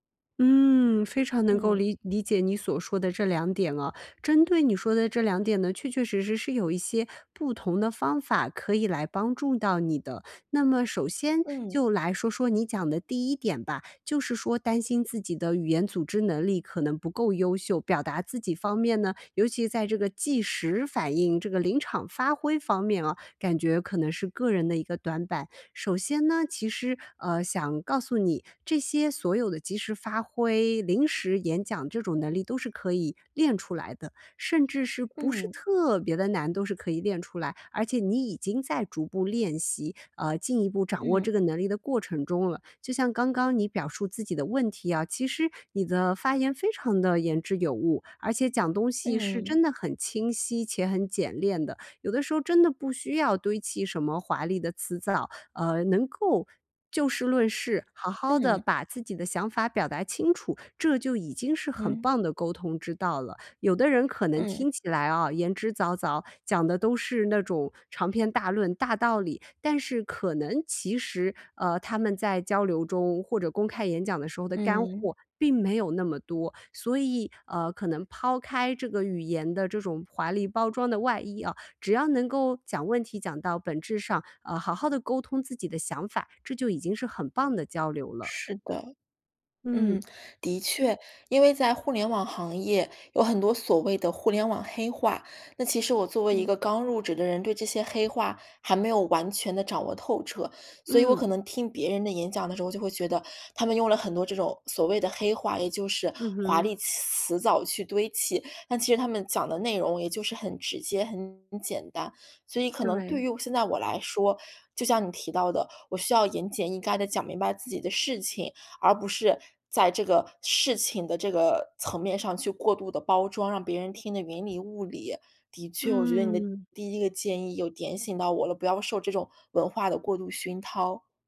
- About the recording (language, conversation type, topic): Chinese, advice, 我怎样才能在公众场合更自信地发言？
- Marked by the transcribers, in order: none